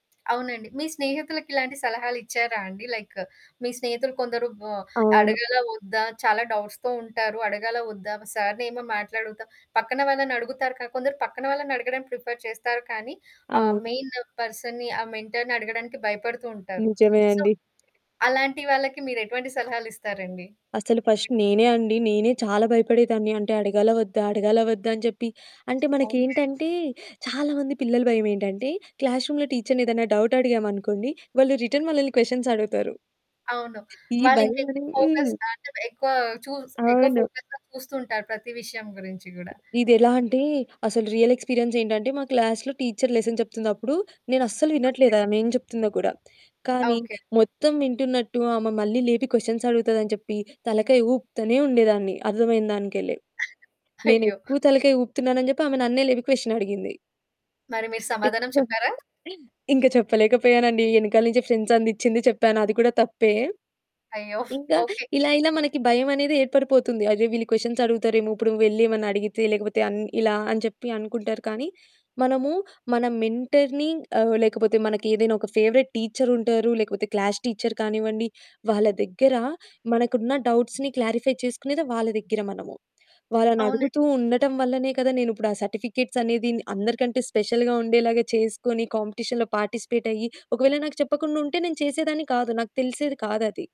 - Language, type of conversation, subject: Telugu, podcast, మెంటర్‌ను సంప్రదించి మార్గదర్శకత్వం కోరాలని అనుకుంటే మీరు ఎలా ప్రారంభిస్తారు?
- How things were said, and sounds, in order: static; in English: "లైక్"; in English: "డౌట్స్‌తో"; in English: "ప్రిఫర్"; in English: "మెయిన్ పర్సన్‌ని"; in English: "మెంటర్‌ని"; other background noise; in English: "సో"; in English: "ఫస్ట్"; in English: "క్లాస్ రూమ్‌లో"; in English: "రిటర్న్"; in English: "క్వెషన్స్"; in English: "ఫోకస్"; in English: "ఫోకస్‌గా"; in English: "రియల్"; in English: "క్లాస్‌లో"; in English: "లెసన్"; in English: "క్వెషన్స్"; giggle; distorted speech; giggle; giggle; in English: "క్వెషన్స్"; in English: "మెంటర్‌ని"; in English: "ఫేవరెట్"; in English: "క్లాస్"; in English: "డౌట్స్‌ని క్లారిఫై"; in English: "స్పెషల్‌గా"; in English: "కాంపిటీషన్‌లో"